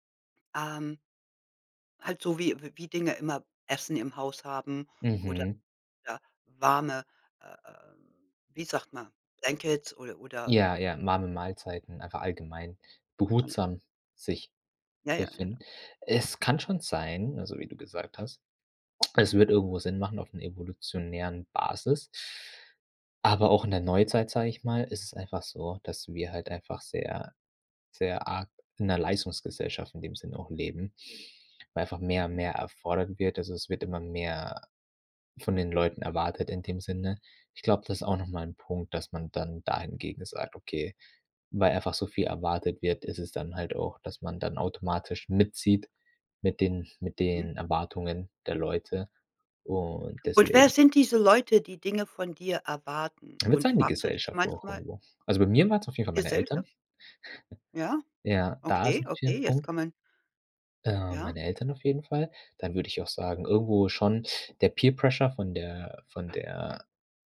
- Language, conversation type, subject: German, podcast, Wie gönnst du dir eine Pause ohne Schuldgefühle?
- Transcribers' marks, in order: in English: "Blankets"; chuckle; in English: "Peer-Pressure"; other background noise